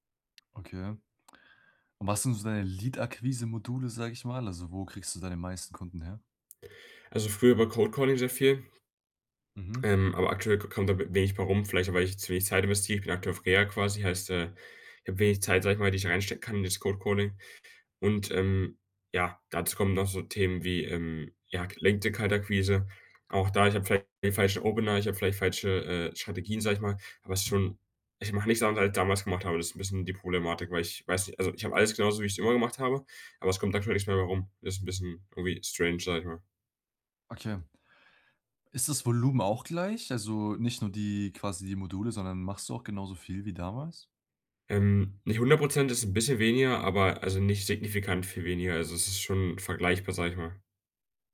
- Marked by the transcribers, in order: other background noise
- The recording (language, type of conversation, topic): German, advice, Wie kann ich Motivation und Erholung nutzen, um ein Trainingsplateau zu überwinden?
- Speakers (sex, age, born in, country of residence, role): male, 18-19, Germany, Germany, user; male, 20-24, Germany, Germany, advisor